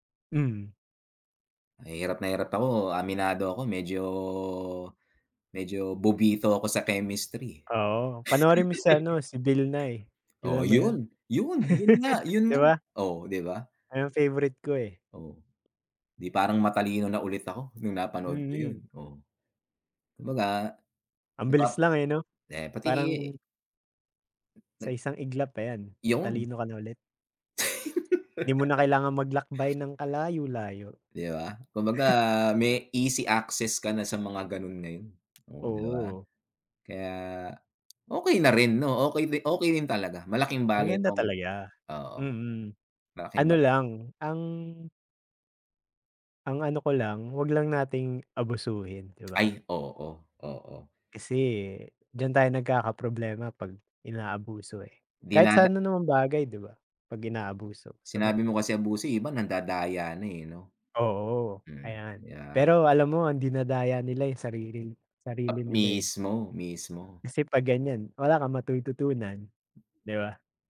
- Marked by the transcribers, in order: other background noise; laugh; laugh; laugh; chuckle; tapping
- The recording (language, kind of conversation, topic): Filipino, unstructured, Paano nagbago ang paraan ng pag-aaral dahil sa mga plataporma sa internet para sa pagkatuto?